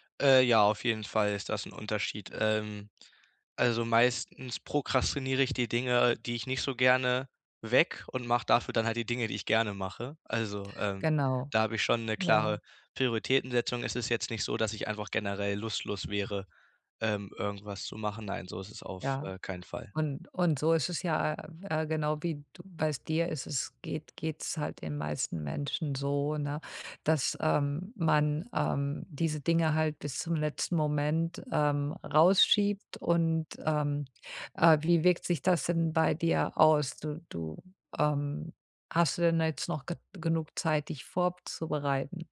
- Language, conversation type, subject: German, advice, Wie erreiche ich meine Ziele effektiv, obwohl ich prokrastiniere?
- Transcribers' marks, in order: stressed: "weg"